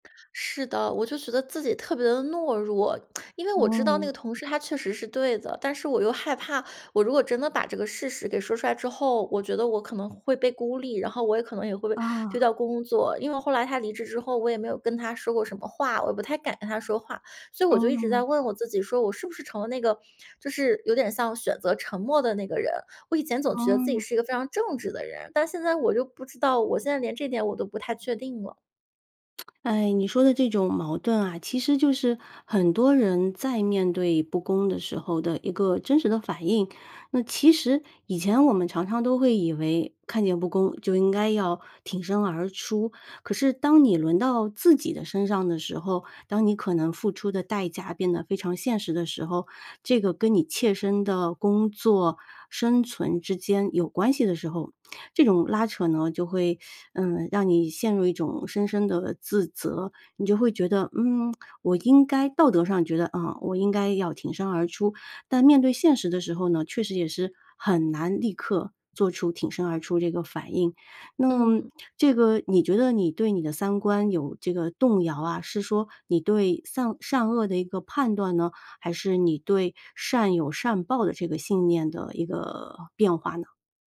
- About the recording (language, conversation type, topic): Chinese, advice, 当你目睹不公之后，是如何开始怀疑自己的价值观与人生意义的？
- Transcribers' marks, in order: lip smack; tsk